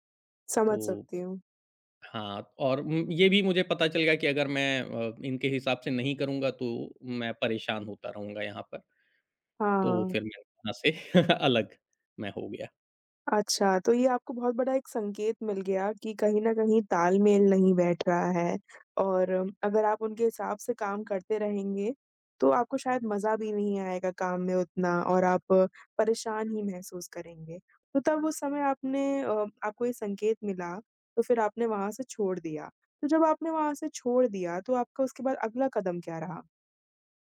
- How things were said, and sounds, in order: chuckle; tapping
- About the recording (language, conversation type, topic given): Hindi, podcast, नौकरी छोड़ने का सही समय आप कैसे पहचानते हैं?